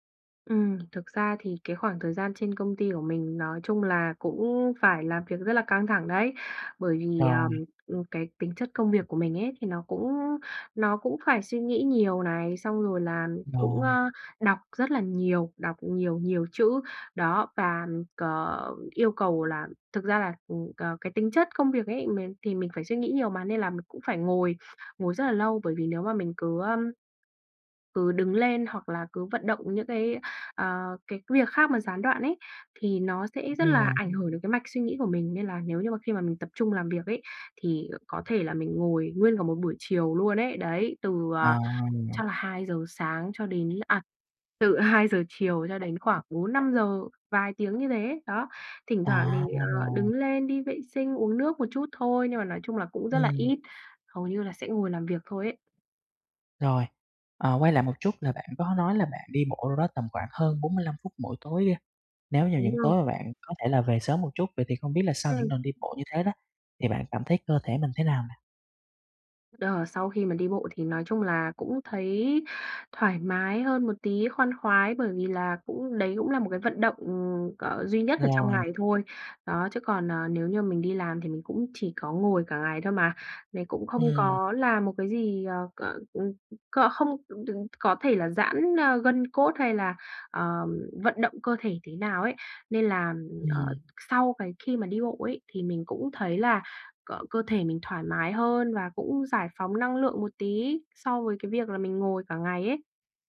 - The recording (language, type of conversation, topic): Vietnamese, advice, Khi nào tôi cần nghỉ tập nếu cơ thể có dấu hiệu mệt mỏi?
- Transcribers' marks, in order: tapping; other background noise